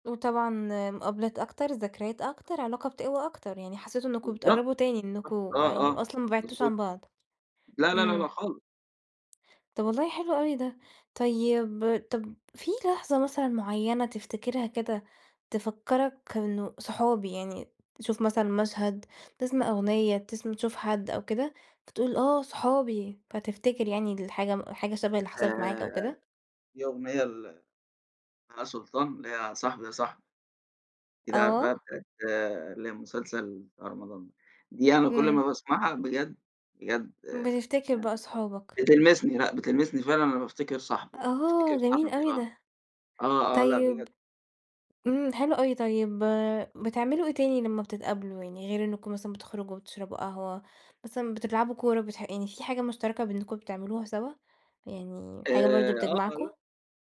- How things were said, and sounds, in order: unintelligible speech
- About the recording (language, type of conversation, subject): Arabic, podcast, إيه سرّ شِلّة صحاب بتفضل مكملة سنين؟